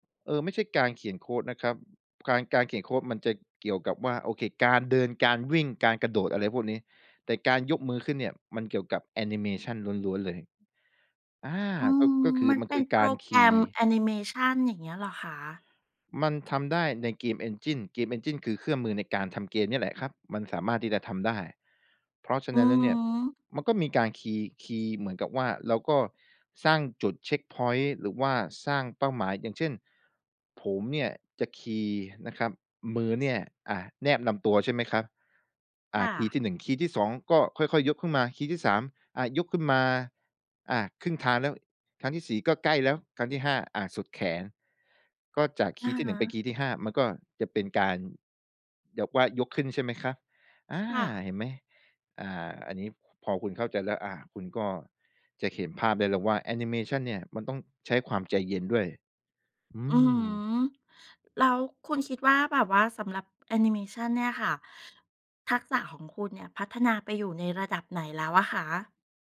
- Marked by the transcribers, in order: in English: "game engine game engine"; in English: "เช็กพ็อยนต์"; other background noise
- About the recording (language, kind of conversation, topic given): Thai, podcast, คุณทำโปรเจกต์ในโลกจริงเพื่อฝึกทักษะของตัวเองอย่างไร?